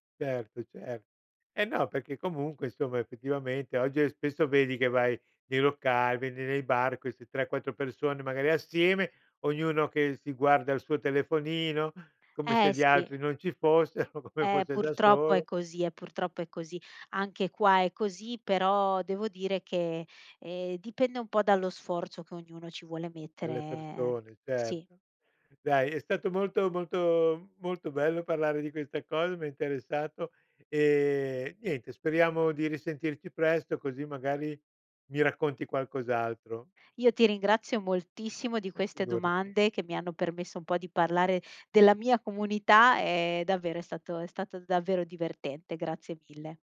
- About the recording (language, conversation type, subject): Italian, podcast, Cosa ti aiuta a sentirti parte di una comunità?
- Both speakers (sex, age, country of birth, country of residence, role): female, 35-39, Italy, Italy, guest; male, 70-74, Italy, Italy, host
- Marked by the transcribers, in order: laughing while speaking: "fossero, come"; tapping